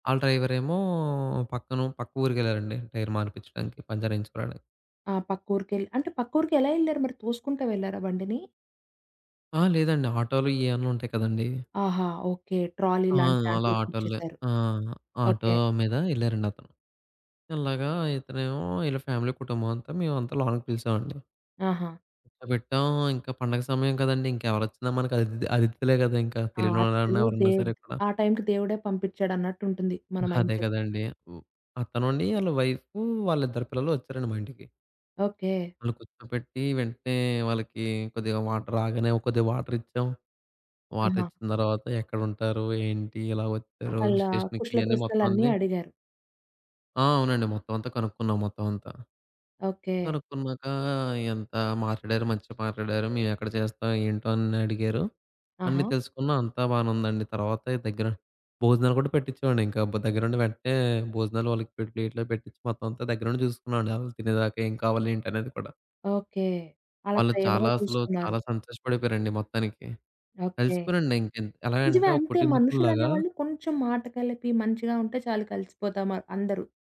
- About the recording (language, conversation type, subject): Telugu, podcast, పండుగల్లో కొత్తవాళ్లతో సహజంగా పరిచయం ఎలా పెంచుకుంటారు?
- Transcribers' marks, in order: in English: "డ్రైవర్"; in English: "టైర్"; in English: "పంచర్"; in English: "ట్రాలీ"; in English: "ఫ్యామిలీ"; other background noise; in English: "మైండ్‌సెట్"; in English: "వాటర్"; in English: "వాటర్"; in English: "వాటర్"; in English: "హిల్ స్టేషన్‌కి"